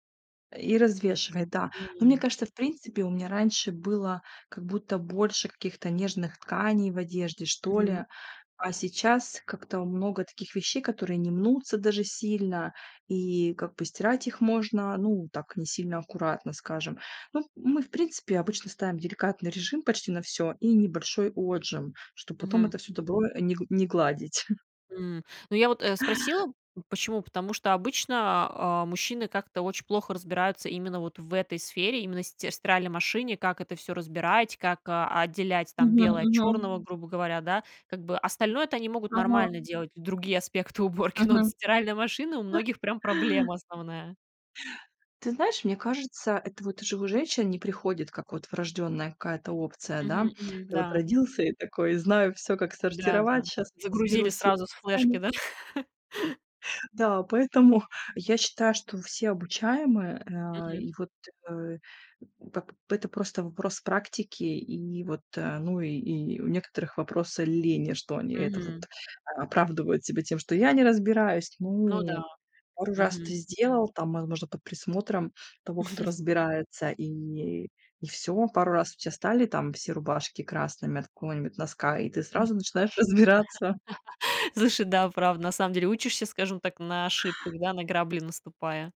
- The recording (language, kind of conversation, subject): Russian, podcast, Как вы делите домашние обязанности между членами семьи?
- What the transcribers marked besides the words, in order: chuckle; laughing while speaking: "уборки"; tapping; other background noise; other noise; chuckle; chuckle; laugh